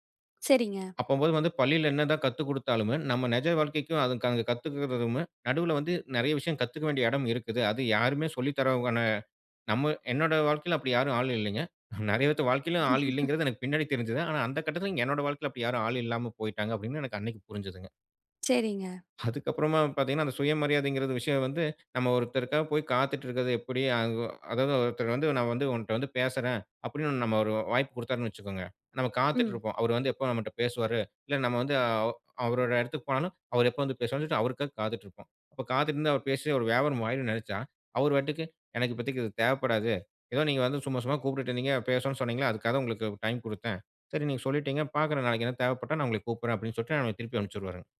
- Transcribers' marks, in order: tapping; other background noise; chuckle; laugh; unintelligible speech
- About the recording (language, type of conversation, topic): Tamil, podcast, நீங்கள் சுயமதிப்பை வளர்த்துக்கொள்ள என்ன செய்தீர்கள்?